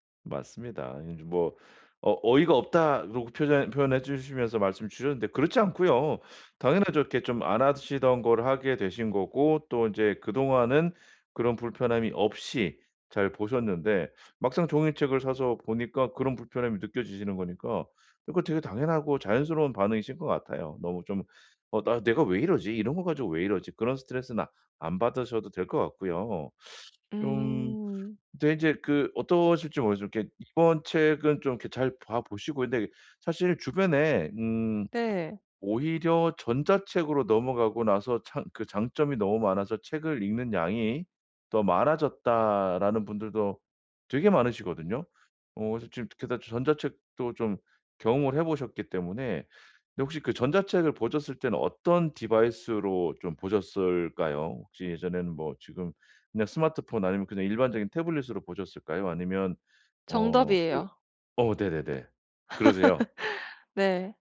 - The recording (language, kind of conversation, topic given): Korean, advice, 요즘 콘텐츠에 몰입하기가 왜 이렇게 어려운가요?
- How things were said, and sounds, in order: tapping; laugh